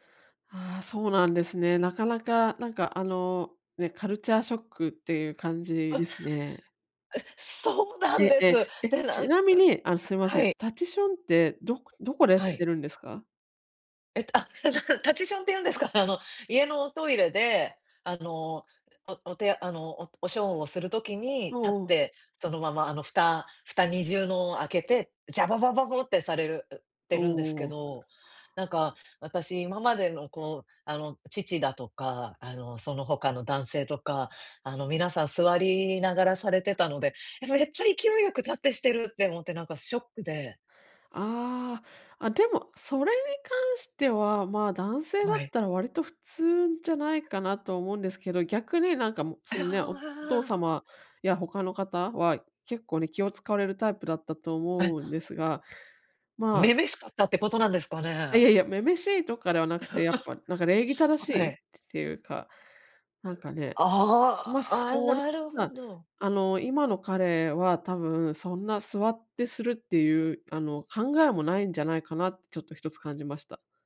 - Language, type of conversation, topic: Japanese, advice, 感情の起伏が激しいとき、どうすれば落ち着けますか？
- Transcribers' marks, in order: tapping; other background noise; unintelligible speech; chuckle; unintelligible speech